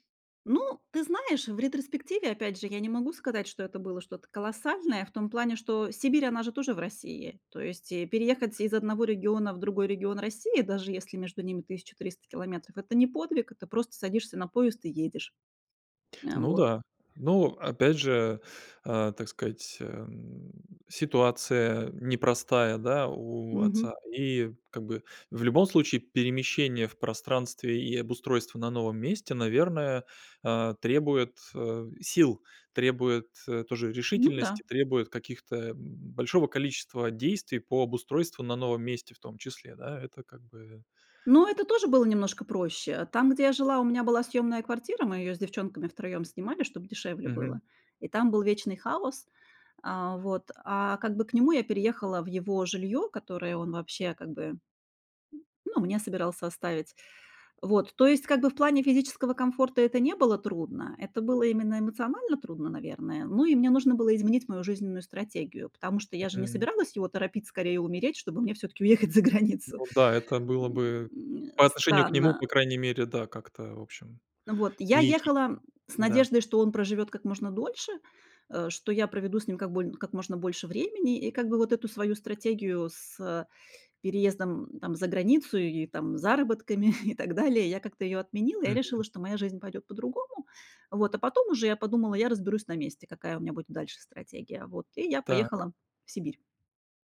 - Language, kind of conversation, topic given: Russian, podcast, Какой маленький шаг изменил твою жизнь?
- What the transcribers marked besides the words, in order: drawn out: "эм"; tapping; other noise; joyful: "уехать за границу"; chuckle